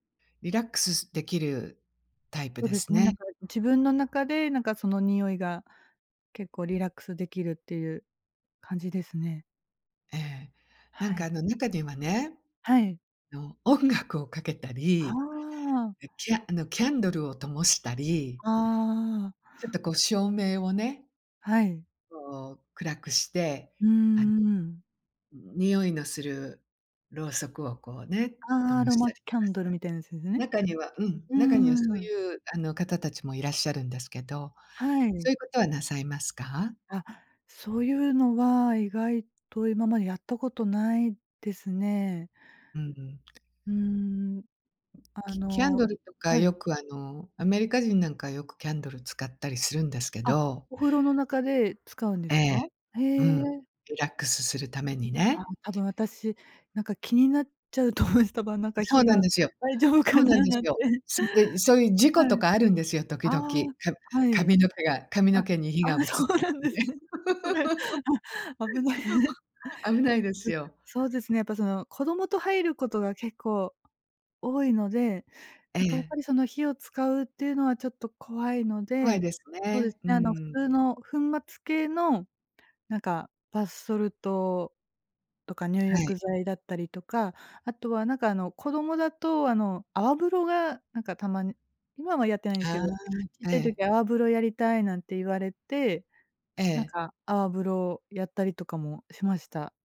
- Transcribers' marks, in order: tapping; laughing while speaking: "火が大丈夫かななんて"; laughing while speaking: "そうなんですね"; laugh
- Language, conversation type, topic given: Japanese, podcast, お風呂でリラックスするためのコツはありますか？